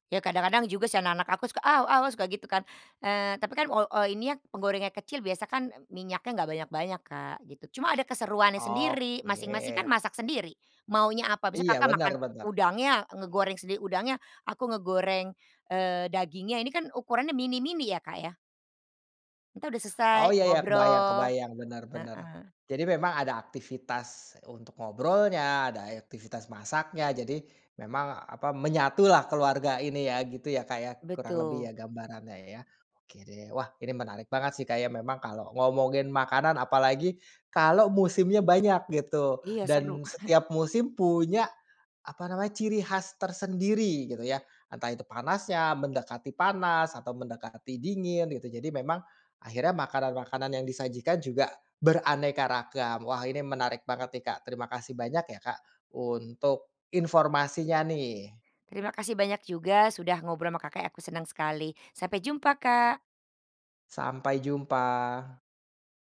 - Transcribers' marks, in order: drawn out: "Oke"; other background noise; chuckle
- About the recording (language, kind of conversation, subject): Indonesian, podcast, Bagaimana musim memengaruhi makanan dan hasil panen di rumahmu?